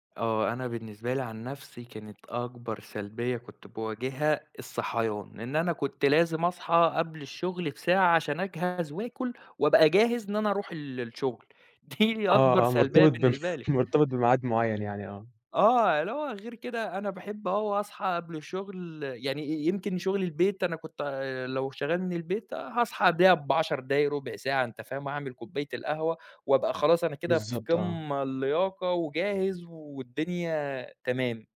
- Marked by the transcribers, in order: laughing while speaking: "دي"; chuckle; tapping
- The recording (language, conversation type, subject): Arabic, podcast, إزاي بتوازن بين الشغل والحياة؟